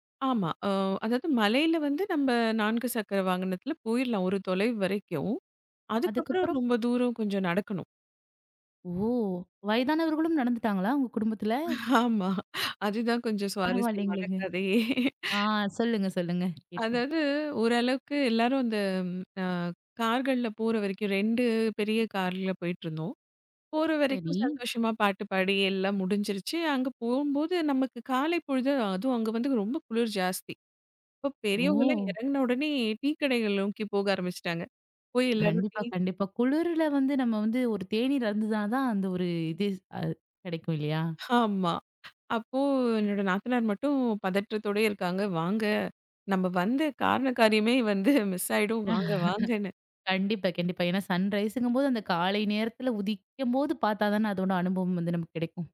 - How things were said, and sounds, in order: other background noise; drawn out: "ஓ!"; tapping; laughing while speaking: "ஆமா, அதுதான் கொஞ்சம் சுவாரஸ்யமான கதையே"; drawn out: "ஓ!"; "அருந்துனாதான்" said as "அருந்துதாதான்"; laughing while speaking: "ஆமா"; chuckle; laugh; in English: "சன்ரைஸ்ங்கும்"
- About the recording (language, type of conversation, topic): Tamil, podcast, மலையில் இருந்து சூரிய உதயம் பார்க்கும் அனுபவம் எப்படி இருந்தது?